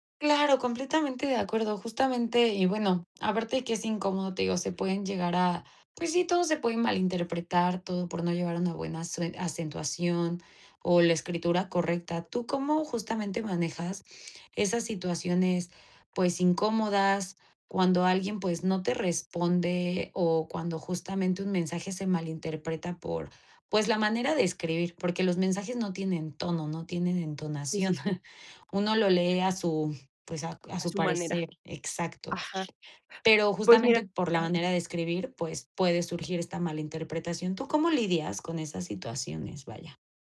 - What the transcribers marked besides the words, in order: chuckle
- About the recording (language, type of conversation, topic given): Spanish, podcast, ¿Qué consideras que es de buena educación al escribir por WhatsApp?